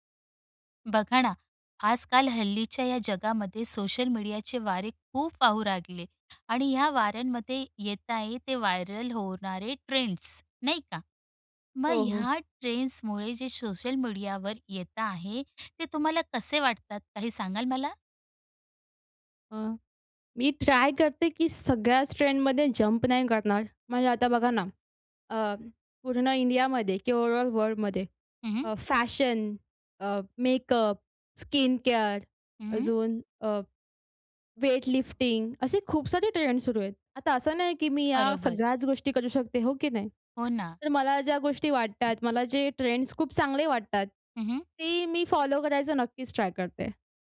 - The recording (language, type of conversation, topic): Marathi, podcast, सोशल मीडियावर व्हायरल होणारे ट्रेंड्स तुम्हाला कसे वाटतात?
- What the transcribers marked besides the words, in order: in English: "व्हायरल"; in English: "ट्राय"; in English: "जंप"; in English: "ओवरऑल वर्ल्डमध्ये"; in English: "फॅशन"; in English: "मेकअप, स्किन केअर"; in English: "वेटलिफ्टिंग"; other background noise; in English: "फॉलो"; in English: "ट्राय"